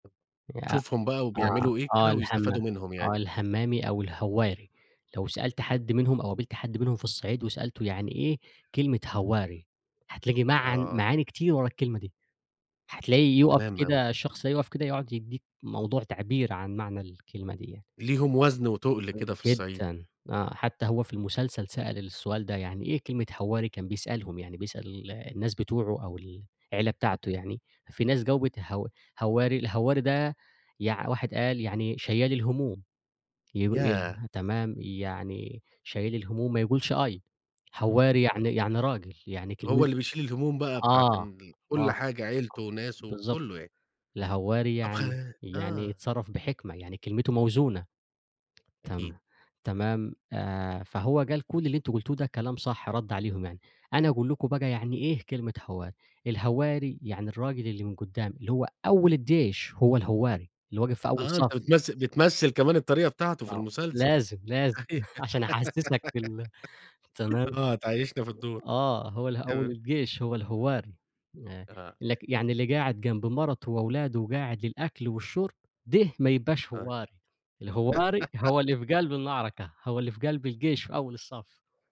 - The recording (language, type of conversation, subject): Arabic, podcast, إيه الفيلم أو المسلسل اللي أثّر فيك وليه؟
- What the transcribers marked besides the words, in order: tapping; unintelligible speech; unintelligible speech; unintelligible speech; put-on voice: "أنا أقول لكم بَقى يعني … في أول صف"; chuckle; laugh; put-on voice: "أول الجيش هو الهوّاري، آآ … في أول الصف"; laugh